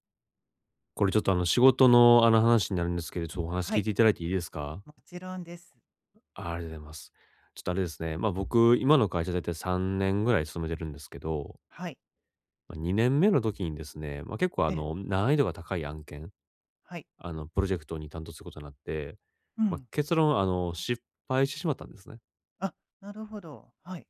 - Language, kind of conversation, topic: Japanese, advice, どうすれば挫折感を乗り越えて一貫性を取り戻せますか？
- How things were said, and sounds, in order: none